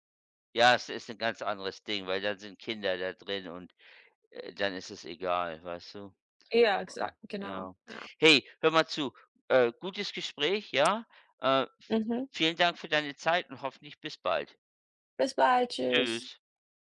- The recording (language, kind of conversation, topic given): German, unstructured, Wie entscheidest du, wofür du dein Geld ausgibst?
- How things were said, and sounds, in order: none